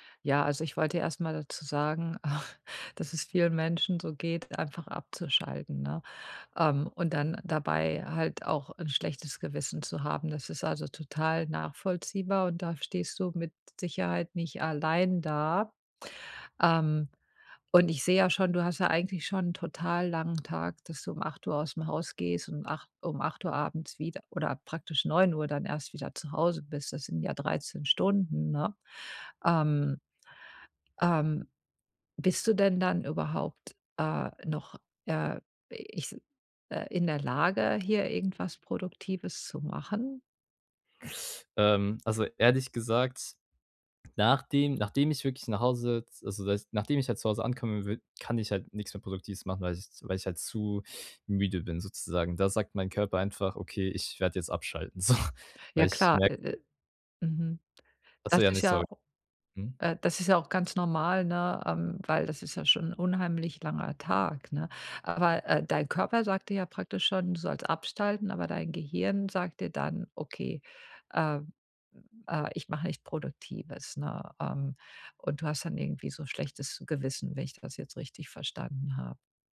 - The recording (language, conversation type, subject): German, advice, Wie kann ich zu Hause trotz Stress besser entspannen?
- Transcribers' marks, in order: chuckle; other background noise; laughing while speaking: "so"